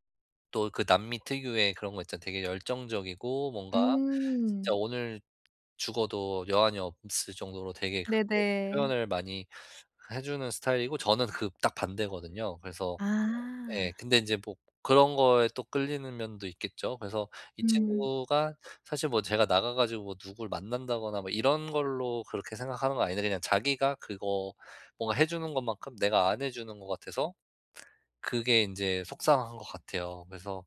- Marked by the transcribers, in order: tapping; other background noise
- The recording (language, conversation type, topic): Korean, advice, 상처를 준 사람에게 감정을 공감하며 어떻게 사과할 수 있을까요?